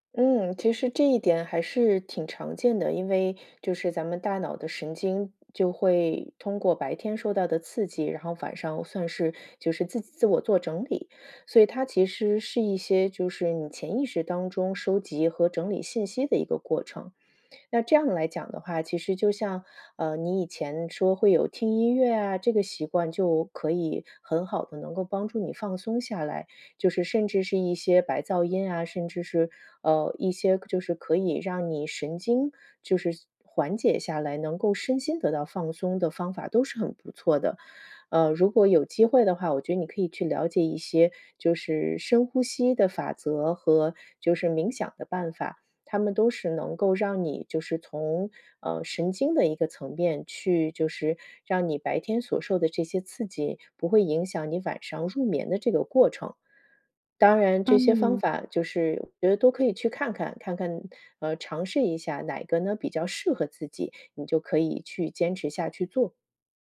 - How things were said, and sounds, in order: none
- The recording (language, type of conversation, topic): Chinese, advice, 晚上玩手机会怎样影响你的睡前习惯？